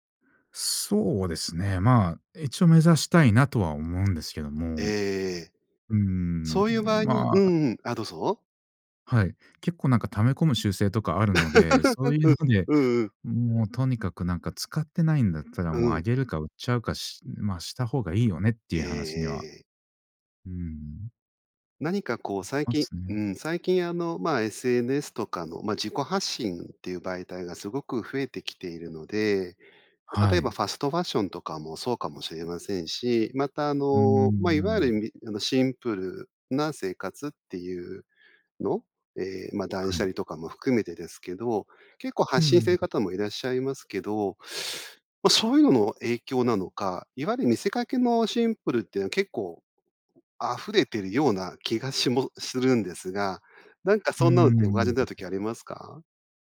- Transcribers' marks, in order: laugh
- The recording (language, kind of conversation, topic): Japanese, podcast, ミニマルと見せかけのシンプルの違いは何ですか？